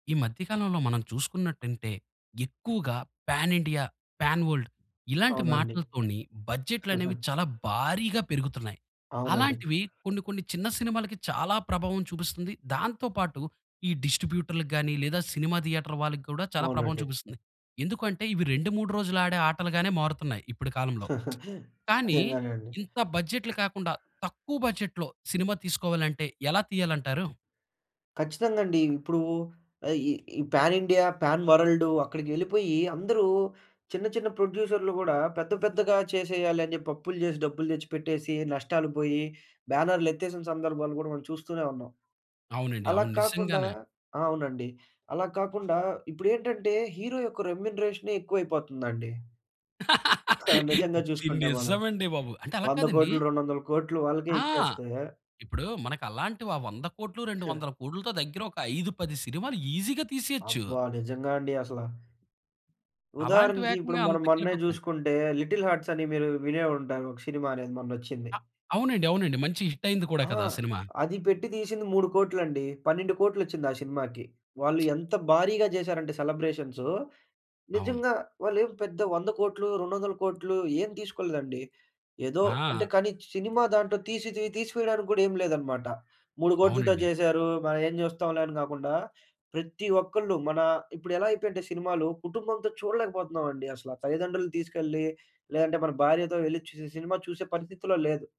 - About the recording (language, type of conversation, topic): Telugu, podcast, తక్కువ బడ్జెట్‌లో మంచి సినిమా ఎలా చేయాలి?
- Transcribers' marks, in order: tapping; in English: "పాన్ ఇండియా, పాన్ వల్డ్"; chuckle; in English: "థియేటర్"; chuckle; lip smack; in English: "పాన్ ఇండియా, పాన్"; other background noise; in English: "హీరో"; laugh; laughing while speaking: "ఆ!"; chuckle; in English: "ఈజీగా"; lip smack